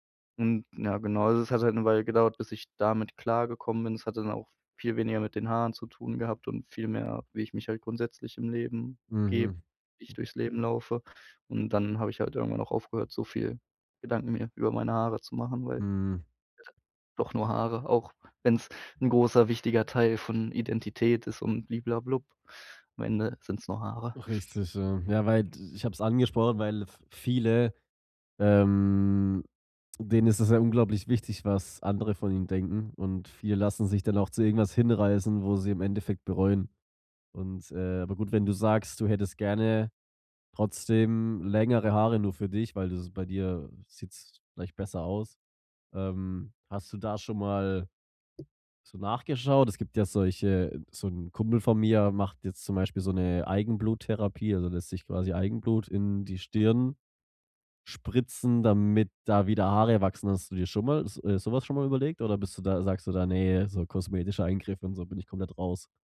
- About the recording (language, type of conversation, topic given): German, podcast, Was war dein mutigster Stilwechsel und warum?
- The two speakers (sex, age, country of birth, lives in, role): male, 25-29, Germany, Germany, guest; male, 25-29, Germany, Germany, host
- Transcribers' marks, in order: other background noise; other noise; drawn out: "ähm"; tapping